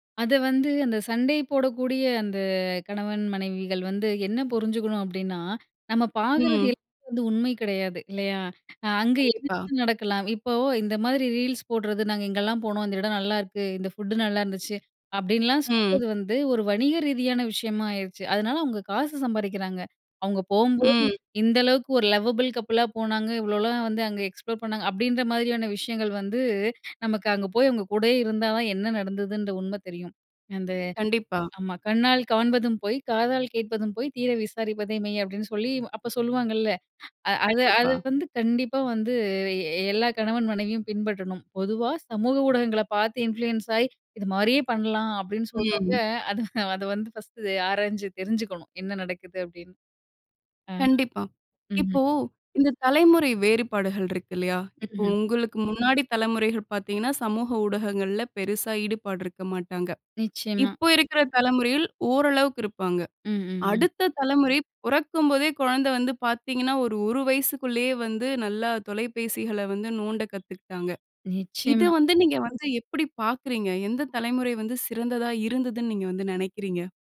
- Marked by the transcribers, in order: unintelligible speech; in English: "ரீல்ஸ்"; in English: "லவபிள் கப்பிளா"; in English: "எக்ஸ்ப்ளோர்"; in English: "இன்ஃப்ளூயன்ஸ்"; laughing while speaking: "அது"; alarm
- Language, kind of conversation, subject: Tamil, podcast, சமூக ஊடகங்கள் உறவுகளை எவ்வாறு மாற்றி இருக்கின்றன?